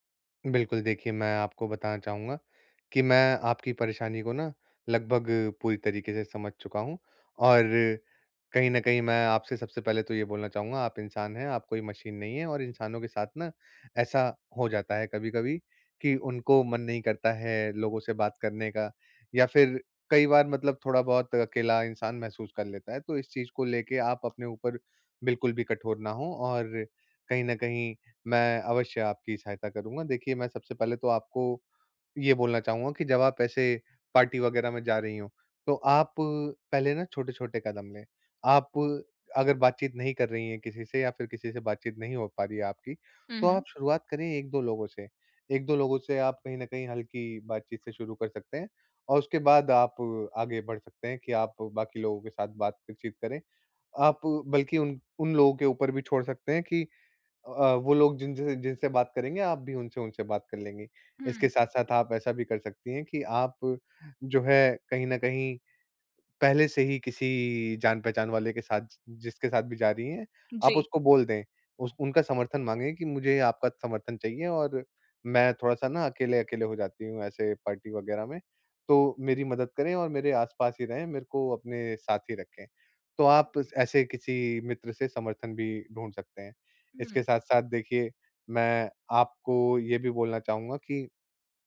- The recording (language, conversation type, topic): Hindi, advice, पार्टी में मैं अक्सर अकेला/अकेली और अलग-थलग क्यों महसूस करता/करती हूँ?
- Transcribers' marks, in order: in English: "पार्टी"; in English: "पार्टी"